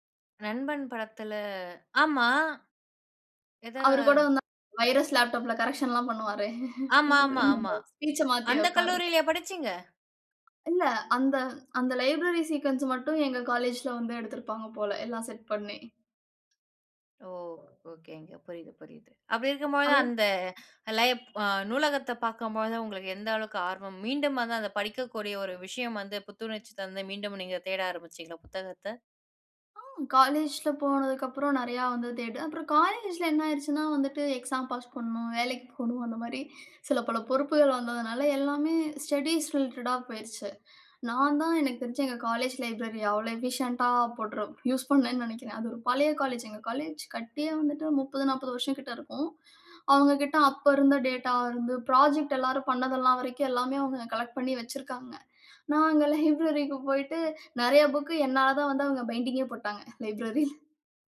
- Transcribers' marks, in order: in English: "வைரஸ் லேப்டாப்ல"; laugh; in English: "ஸ்பீச்ச"; other noise; in English: "லைப்ரரி சீக்கொன்ஸ்"; in English: "லைப்"; breath; inhale; in English: "ஸ்டடீஸ் ரிலேட்டடா"; inhale; in English: "காலேஜ் லைப்ரரிய"; in English: "எஃபிஷியன்ட்டா"; laughing while speaking: "யூஸ் பண்ணேன்னு நெனைக்கிறேன்"; inhale; in English: "டேட்டா"; in English: "புராஜெக்ட்"; inhale; chuckle; in English: "பைண்டிங்கே"; in English: "லைப்ரரில"
- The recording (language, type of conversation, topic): Tamil, podcast, நீங்கள் முதல் முறையாக நூலகத்திற்குச் சென்றபோது அந்த அனுபவம் எப்படி இருந்தது?